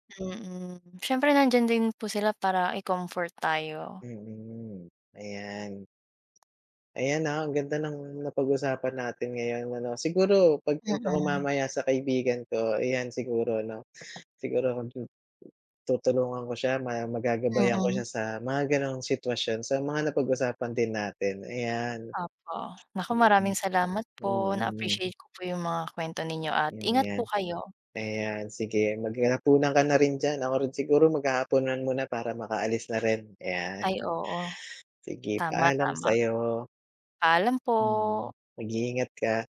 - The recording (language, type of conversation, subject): Filipino, unstructured, Ano ang mga aral na natutunan mo mula sa pagkawala ng isang mahal sa buhay?
- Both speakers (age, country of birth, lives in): 20-24, Philippines, Philippines; 35-39, Philippines, Philippines
- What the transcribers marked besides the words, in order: other background noise; alarm; tapping; unintelligible speech